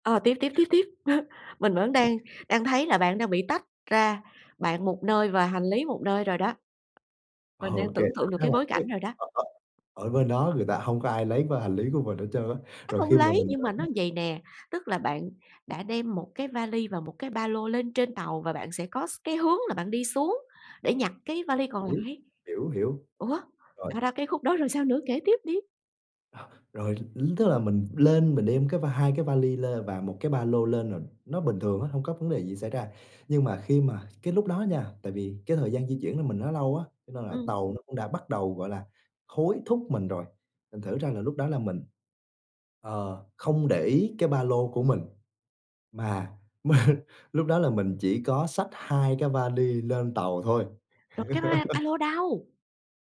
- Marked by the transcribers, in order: laugh; other background noise; tapping; chuckle; laughing while speaking: "mà"; laugh
- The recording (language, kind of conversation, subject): Vietnamese, podcast, Bạn có thể kể về một chuyến đi gặp trục trặc nhưng vẫn rất đáng nhớ không?